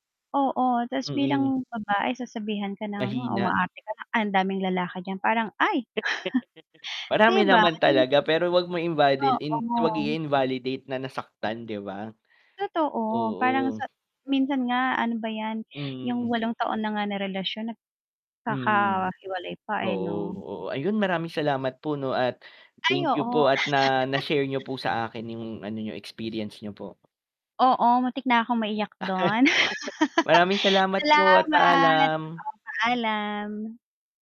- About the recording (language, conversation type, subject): Filipino, unstructured, Paano mo nilalabanan ang stigma tungkol sa kalusugan ng pag-iisip sa paligid mo?
- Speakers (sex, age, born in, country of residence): female, 40-44, Philippines, Philippines; male, 25-29, Philippines, Philippines
- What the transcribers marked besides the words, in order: static; laugh; chuckle; mechanical hum; tapping; chuckle; laugh; laugh